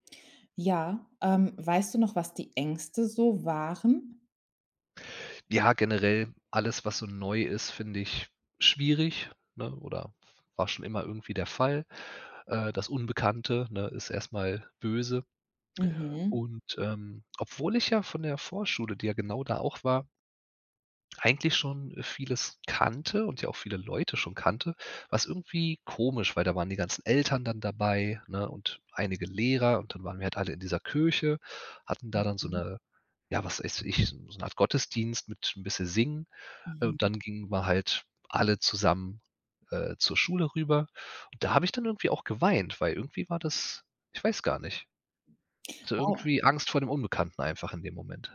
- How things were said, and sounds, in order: none
- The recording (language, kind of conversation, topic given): German, podcast, Kannst du von deinem ersten Schultag erzählen?